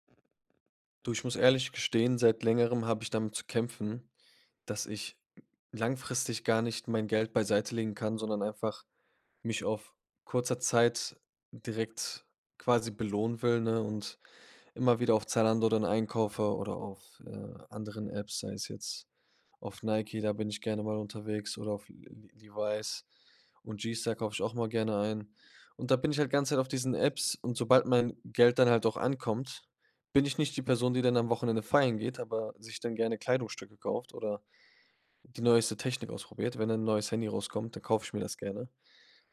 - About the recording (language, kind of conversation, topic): German, advice, Wie schaffe ich es, langfristige Sparziele zu priorisieren, statt kurzfristigen Kaufbelohnungen nachzugeben?
- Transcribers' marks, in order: other background noise; tapping